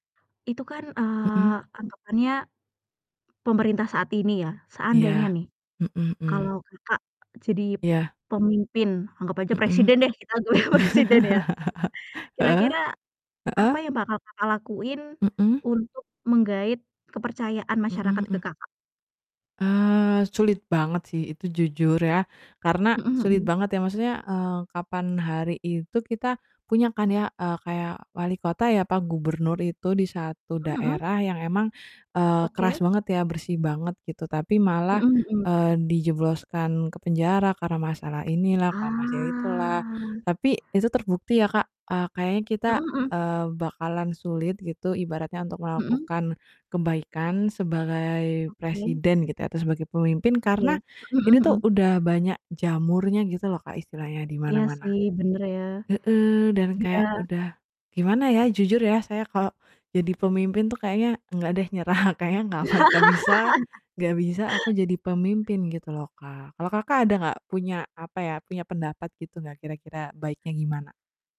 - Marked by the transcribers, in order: distorted speech; laughing while speaking: "anggap"; laugh; drawn out: "Ah"; tapping; chuckle; laughing while speaking: "bakal"; laugh
- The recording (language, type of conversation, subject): Indonesian, unstructured, Mengapa banyak orang kehilangan kepercayaan terhadap pemerintah?